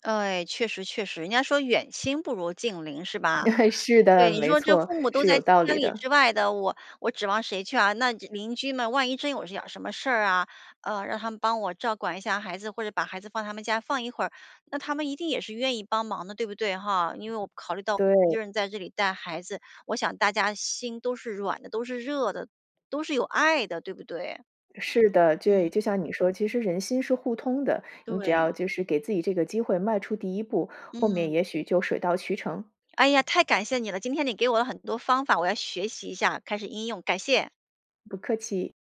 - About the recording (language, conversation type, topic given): Chinese, advice, 我该如何为自己安排固定的自我照顾时间？
- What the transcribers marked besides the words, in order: laugh